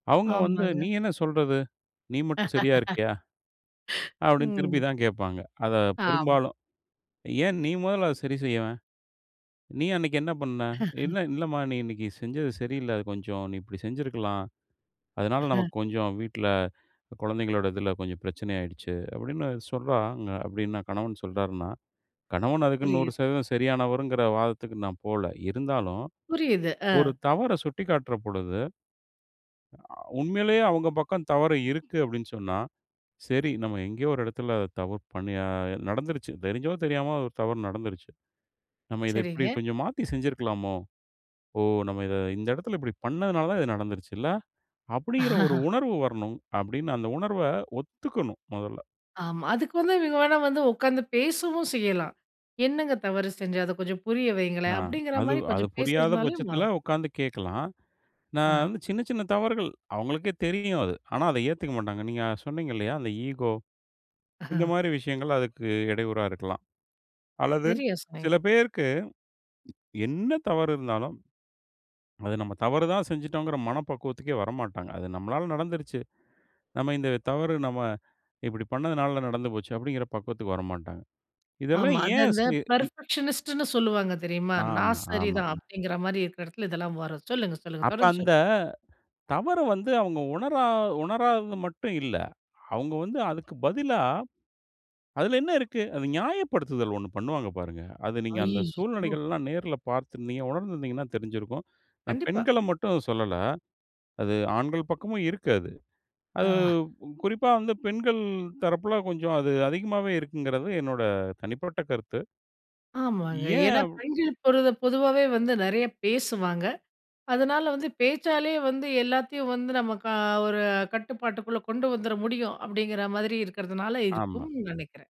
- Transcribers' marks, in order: laugh; chuckle; chuckle; chuckle; chuckle; in English: "ஈகோ"; unintelligible speech; in English: "பெர்ஃபெக்ஷனிஸ்ட்ன்னு"
- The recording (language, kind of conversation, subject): Tamil, podcast, தவறுகளை சரிசெய்யத் தொடங்குவதற்கான முதல் படி என்ன?